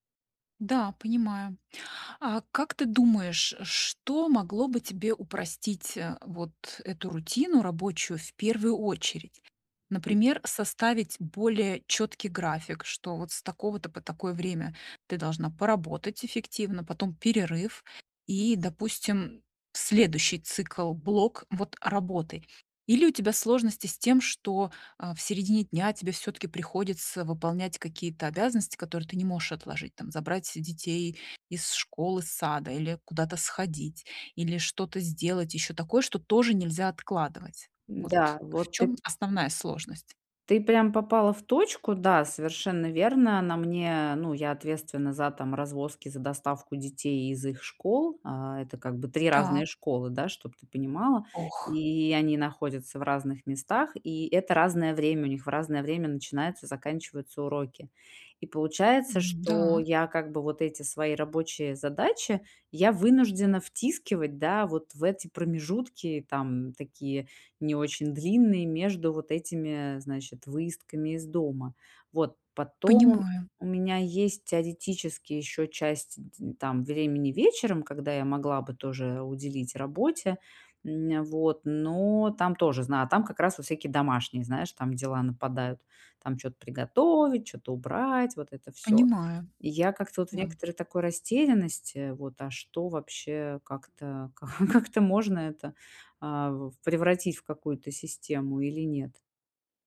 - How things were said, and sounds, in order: tapping; chuckle
- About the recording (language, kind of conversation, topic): Russian, advice, Как мне вернуть устойчивый рабочий ритм и выстроить личные границы?
- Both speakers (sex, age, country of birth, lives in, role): female, 40-44, Russia, Mexico, advisor; female, 45-49, Russia, Mexico, user